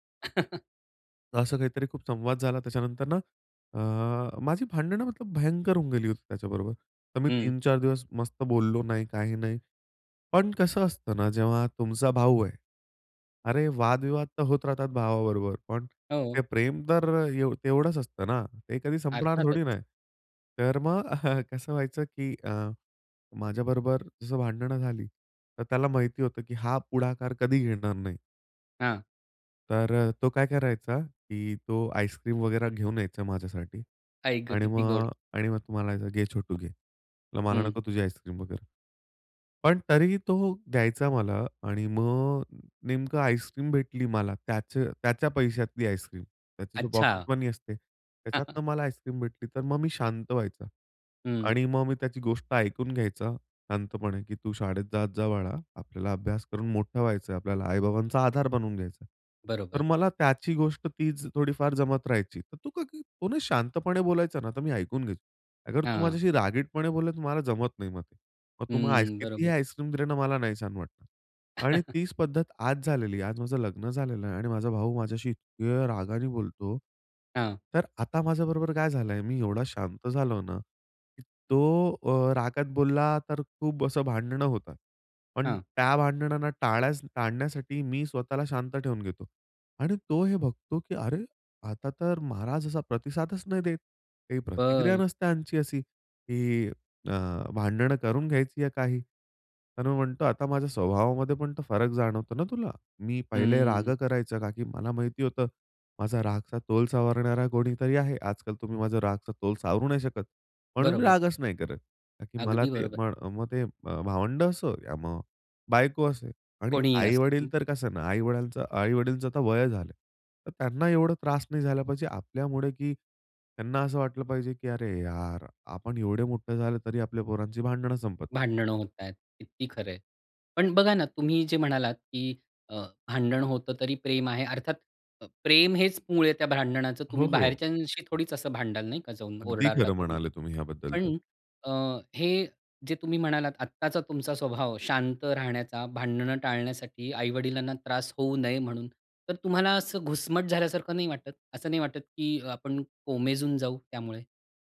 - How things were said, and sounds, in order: chuckle; in Hindi: "मतलब"; chuckle; drawn out: "मग"; in English: "पॉकेटमनी"; chuckle; chuckle; other background noise; surprised: "अरे! आता तर महाराज असा … घ्यायची आहे काही"; drawn out: "बरं"; in Hindi: "या"; other noise
- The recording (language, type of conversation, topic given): Marathi, podcast, भांडणानंतर घरातलं नातं पुन्हा कसं मजबूत करतोस?